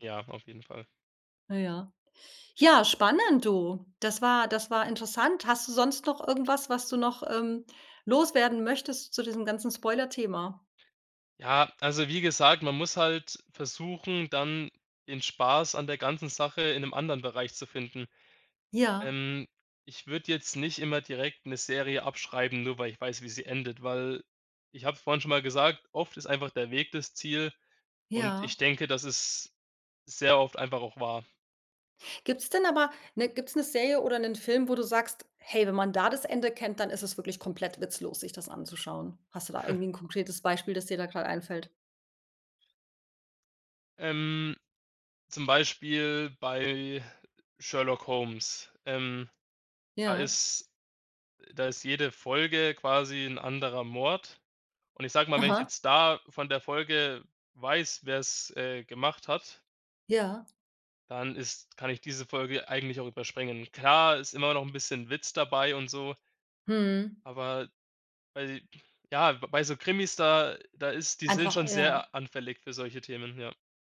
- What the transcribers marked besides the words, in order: chuckle; other background noise
- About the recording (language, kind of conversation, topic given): German, podcast, Wie gehst du mit Spoilern um?